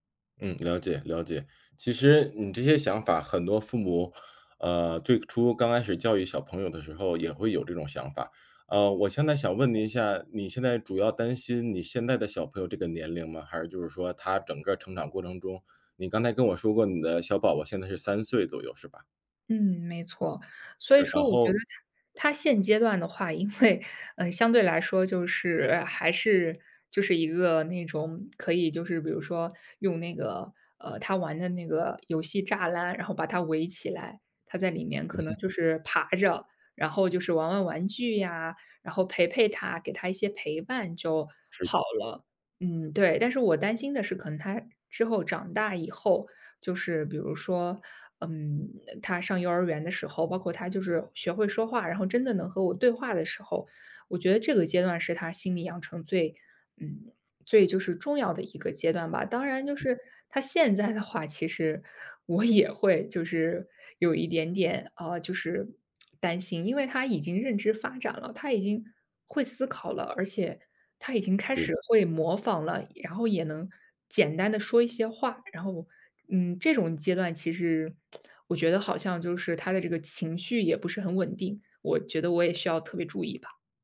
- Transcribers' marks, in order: laughing while speaking: "因为"; laughing while speaking: "我"; lip smack; tsk
- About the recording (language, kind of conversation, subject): Chinese, advice, 在养育孩子的过程中，我总担心自己会犯错，最终成为不合格的父母，该怎么办？